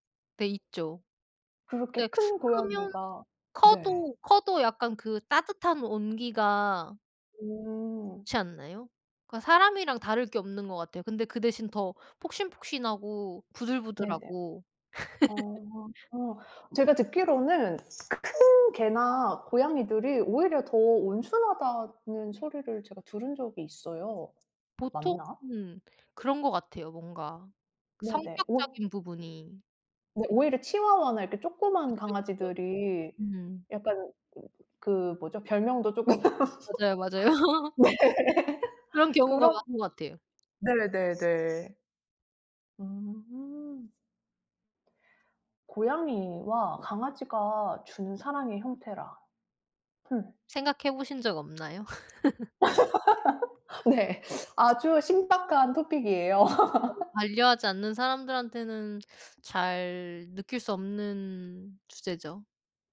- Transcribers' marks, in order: other background noise; laugh; laughing while speaking: "맞아요"; laugh; laughing while speaking: "네"; laugh; laugh; laughing while speaking: "네"; unintelligible speech; laugh
- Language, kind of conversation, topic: Korean, unstructured, 고양이와 강아지 중 어떤 반려동물이 더 사랑스럽다고 생각하시나요?